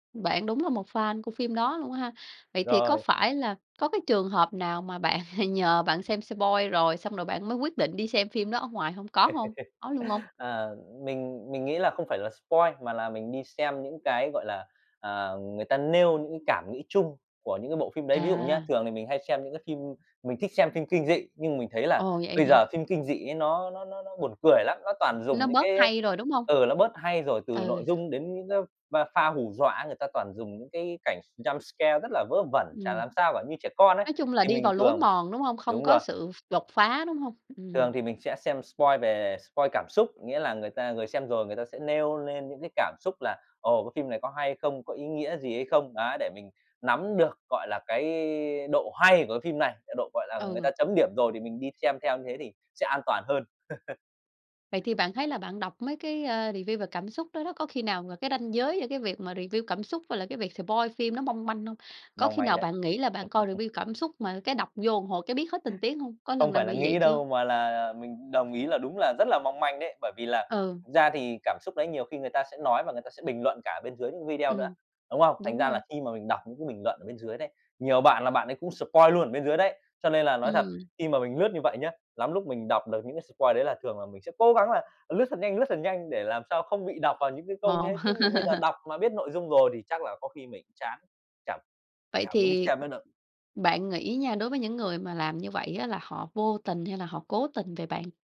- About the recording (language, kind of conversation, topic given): Vietnamese, podcast, Bạn nghĩ sao về việc mọi người đọc nội dung tiết lộ trước khi xem phim?
- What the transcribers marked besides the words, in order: other background noise; tapping; laughing while speaking: "bạn nhờ"; in English: "spoil"; laugh; in English: "spoil"; in English: "jumpscare"; in English: "spoil"; in English: "spoil"; chuckle; in English: "review"; in English: "review"; in English: "spoil"; in English: "review"; laugh; in English: "spoil"; in English: "spoil"; chuckle